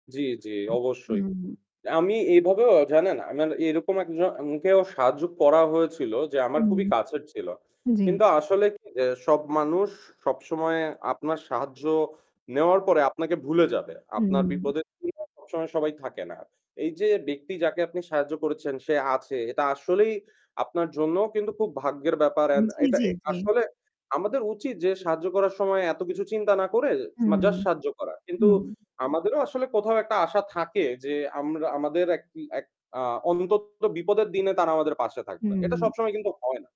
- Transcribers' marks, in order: distorted speech; static
- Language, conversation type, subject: Bengali, unstructured, আপনি কীভাবে অন্যদের সাহায্য করতে সবচেয়ে ভালোবাসেন?